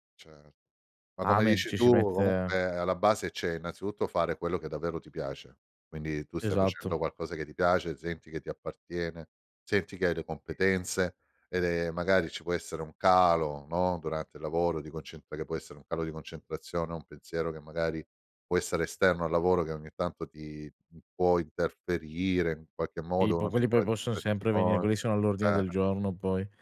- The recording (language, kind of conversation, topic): Italian, podcast, Dove trovi ispirazione quando ti senti bloccato?
- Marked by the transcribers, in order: none